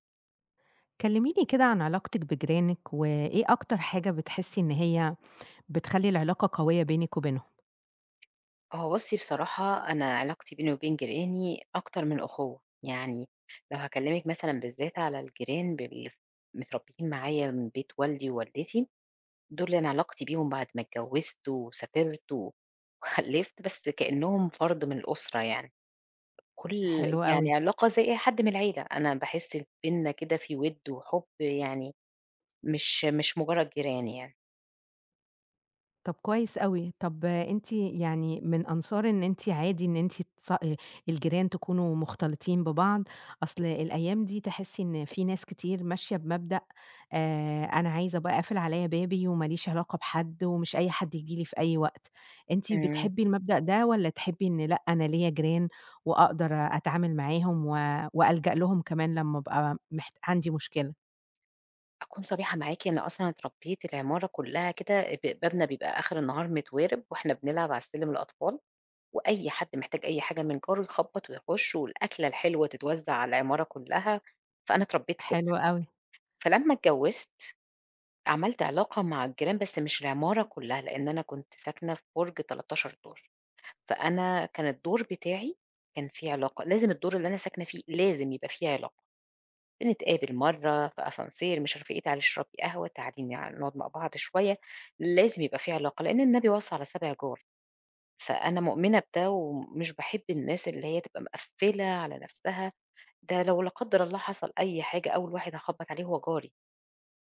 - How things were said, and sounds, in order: tapping; in French: "ascenseur"
- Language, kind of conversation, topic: Arabic, podcast, إيه الحاجات اللي بتقوّي الروابط بين الجيران؟